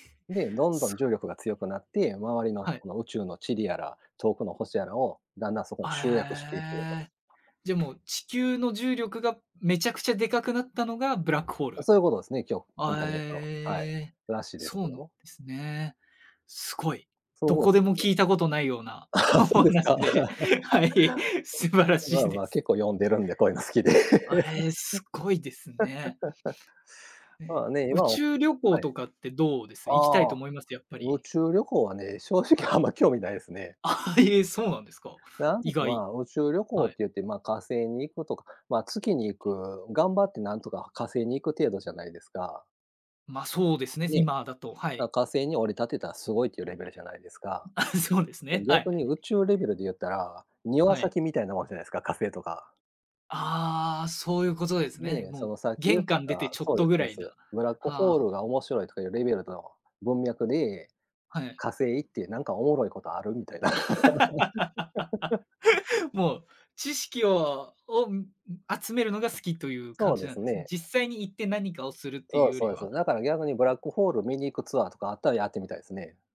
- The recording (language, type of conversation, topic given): Japanese, unstructured, 宇宙について考えると、どんな気持ちになりますか？
- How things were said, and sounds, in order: tapping; unintelligible speech; laugh; laughing while speaking: "お話で、はい、素晴らしいです"; laugh; other noise; laughing while speaking: "好きで"; laugh; laugh; laugh; laughing while speaking: "みたいな"; laugh